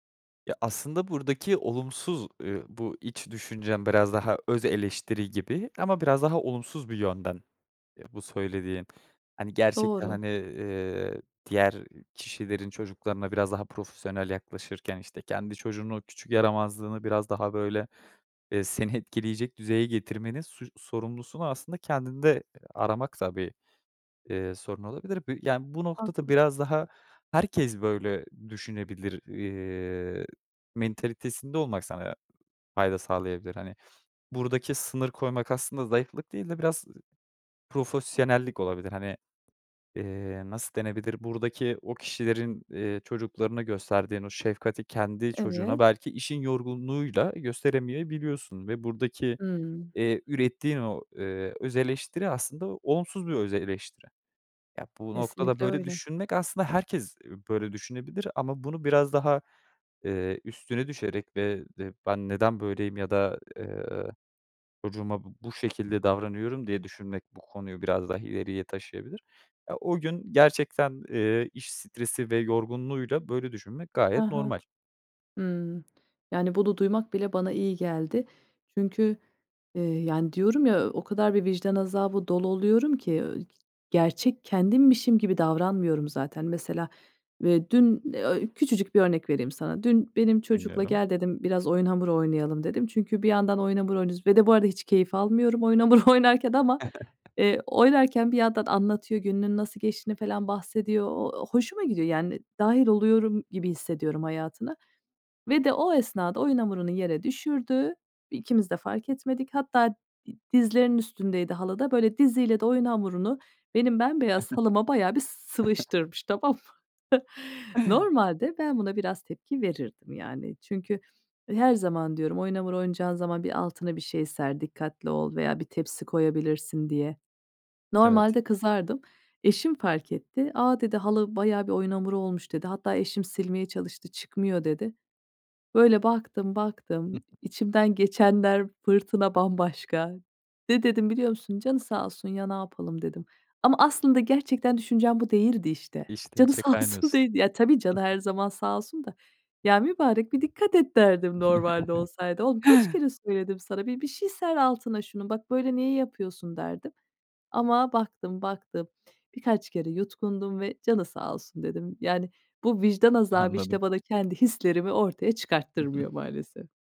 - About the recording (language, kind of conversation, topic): Turkish, advice, İş veya stres nedeniyle ilişkiye yeterince vakit ayıramadığınız bir durumu anlatır mısınız?
- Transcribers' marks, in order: other background noise; tapping; sniff; other noise; laughing while speaking: "oyun hamuru oynarken"; chuckle; chuckle; laughing while speaking: "Tamam mı?"; giggle; chuckle; laughing while speaking: "Anladım"; giggle